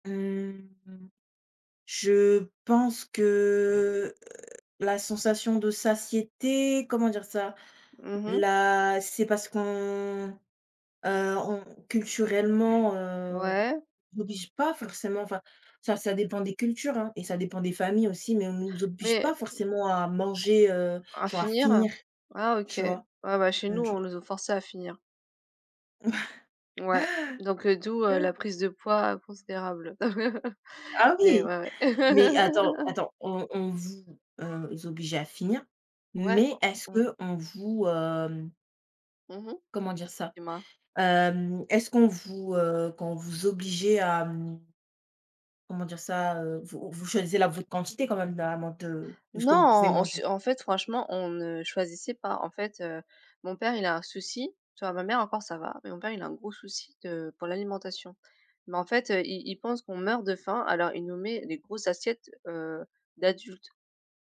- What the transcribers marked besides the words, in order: drawn out: "que"; drawn out: "qu'on"; tapping; other noise; stressed: "finir"; chuckle; laugh
- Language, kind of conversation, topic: French, unstructured, Penses-tu que le gaspillage alimentaire est un vrai problème ?